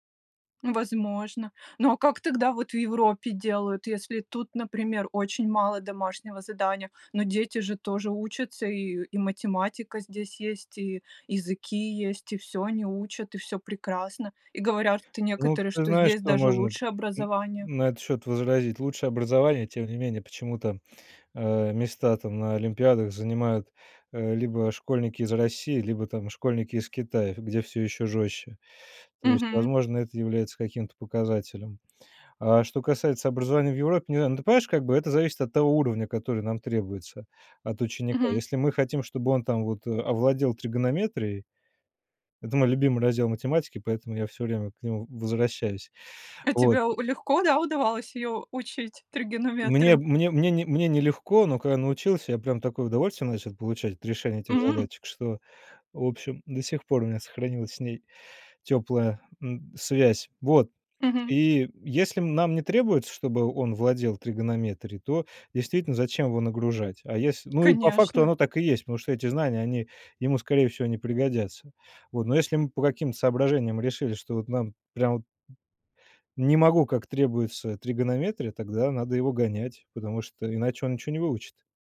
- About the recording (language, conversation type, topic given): Russian, podcast, Что вы думаете о домашних заданиях?
- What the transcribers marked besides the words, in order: tapping; other background noise